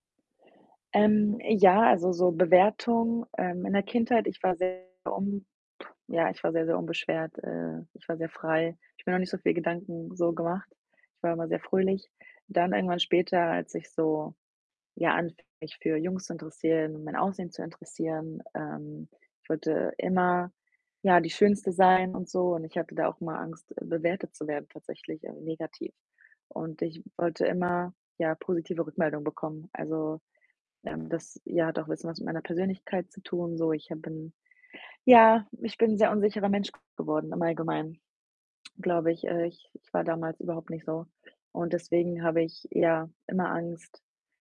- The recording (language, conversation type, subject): German, advice, Wie kann ich trotz Angst vor Bewertung und Scheitern ins Tun kommen?
- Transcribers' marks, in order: distorted speech; unintelligible speech